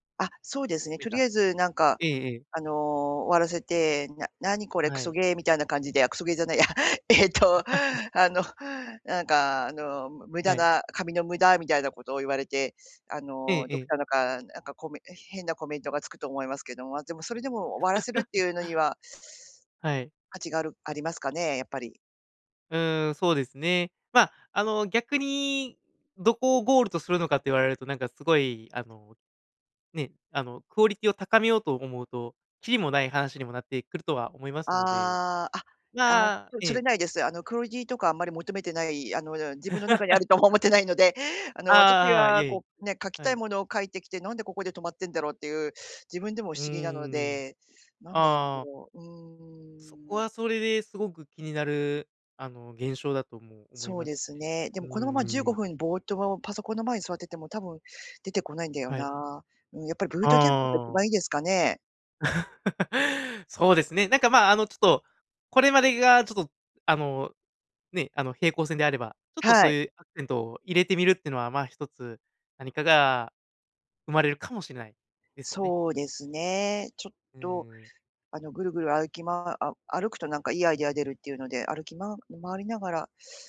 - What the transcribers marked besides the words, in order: laugh; laugh; unintelligible speech; laugh; laughing while speaking: "とも思ってないので"; laugh
- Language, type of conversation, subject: Japanese, advice, 毎日短時間でも創作を続けられないのはなぜですか？